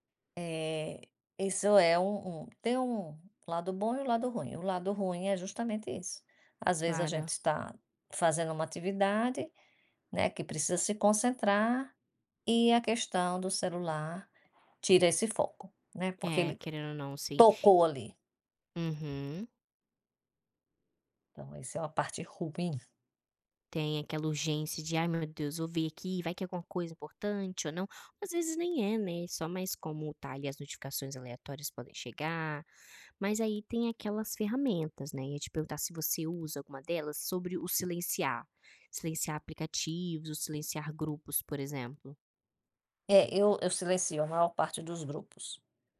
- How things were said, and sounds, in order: tapping
- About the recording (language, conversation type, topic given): Portuguese, podcast, Como você usa o celular no seu dia a dia?